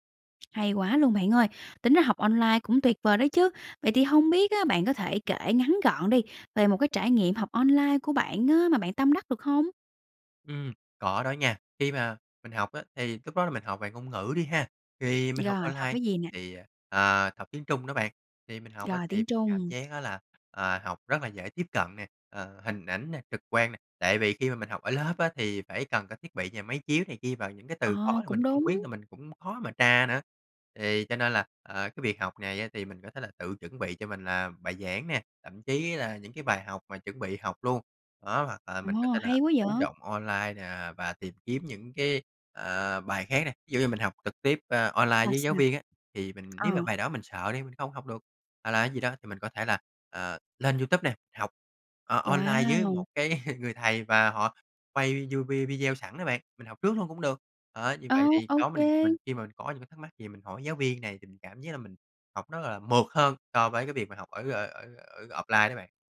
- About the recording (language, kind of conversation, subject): Vietnamese, podcast, Bạn nghĩ sao về việc học trực tuyến thay vì đến lớp?
- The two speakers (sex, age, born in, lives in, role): female, 30-34, Vietnam, Vietnam, host; male, 30-34, Vietnam, Vietnam, guest
- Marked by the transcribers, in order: tapping; laugh